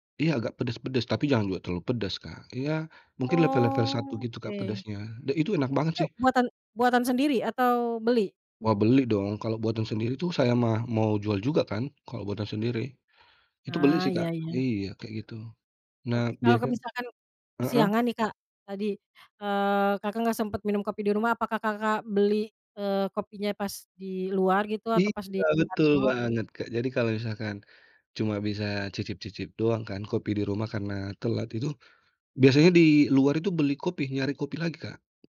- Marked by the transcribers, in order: tapping
- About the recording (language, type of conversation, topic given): Indonesian, podcast, Bagaimana ritual kopi atau teh pagimu di rumah?